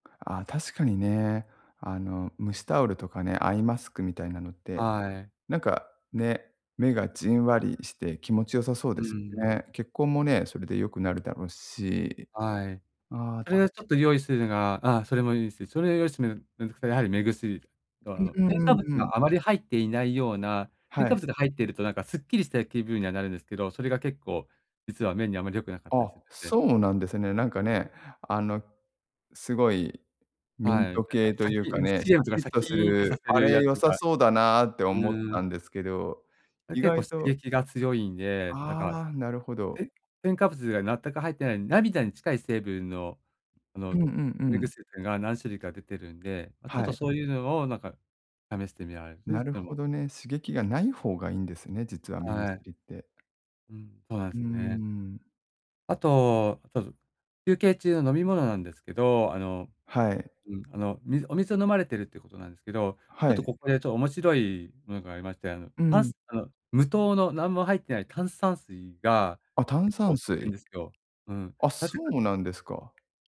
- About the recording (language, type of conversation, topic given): Japanese, advice, 短時間でリラックスするには、どんな方法がありますか？
- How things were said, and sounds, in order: other background noise; other noise